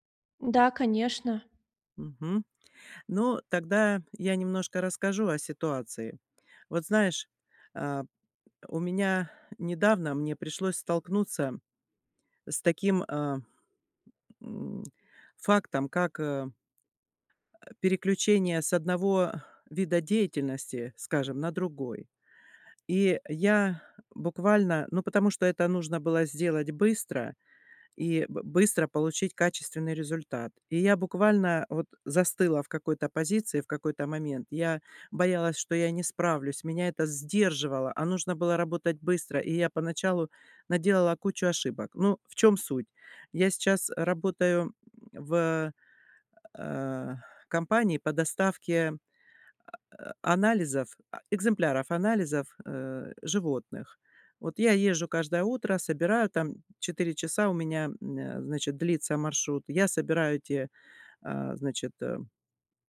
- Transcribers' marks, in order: tapping
- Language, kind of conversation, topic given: Russian, advice, Как мне лучше адаптироваться к быстрым изменениям вокруг меня?
- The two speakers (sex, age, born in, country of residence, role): female, 30-34, Russia, Mexico, advisor; female, 60-64, Russia, United States, user